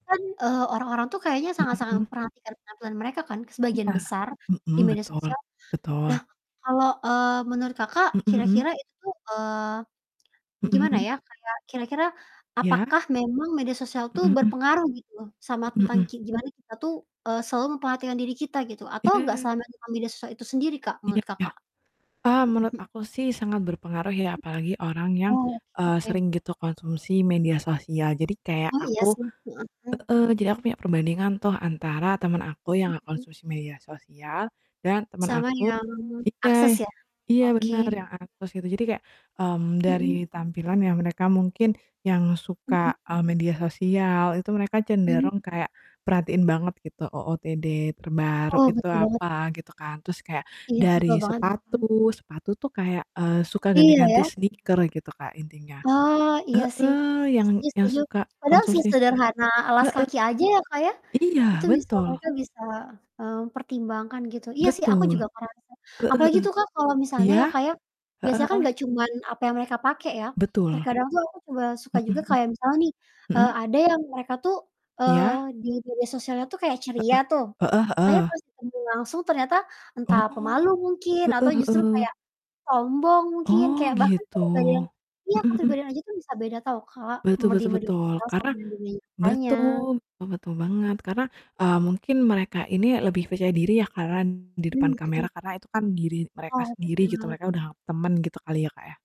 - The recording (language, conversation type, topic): Indonesian, unstructured, Bagaimana media sosial memengaruhi cara kita menampilkan diri?
- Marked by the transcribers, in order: distorted speech; lip smack; other background noise; static; in English: "sneaker"; tapping